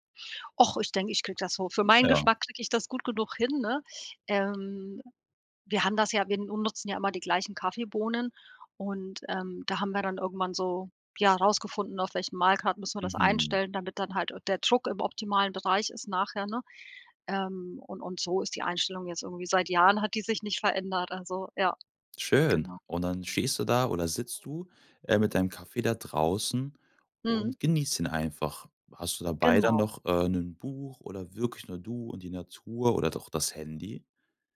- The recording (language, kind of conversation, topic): German, podcast, Wie sieht deine Morgenroutine eigentlich aus, mal ehrlich?
- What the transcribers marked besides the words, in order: other background noise; drawn out: "Ähm"